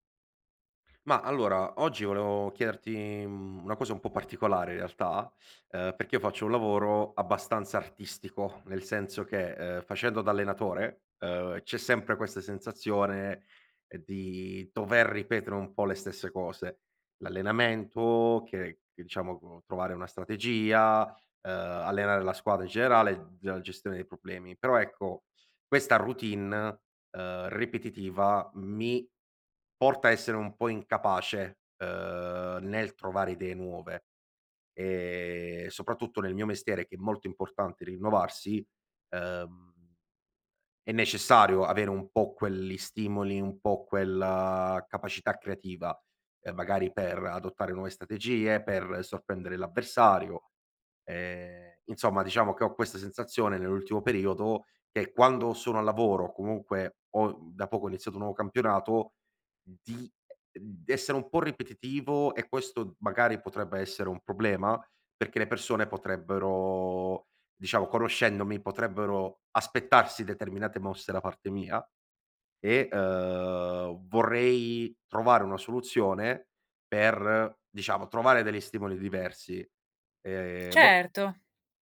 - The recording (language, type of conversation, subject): Italian, advice, Come posso smettere di sentirmi ripetitivo e trovare idee nuove?
- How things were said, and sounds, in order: other background noise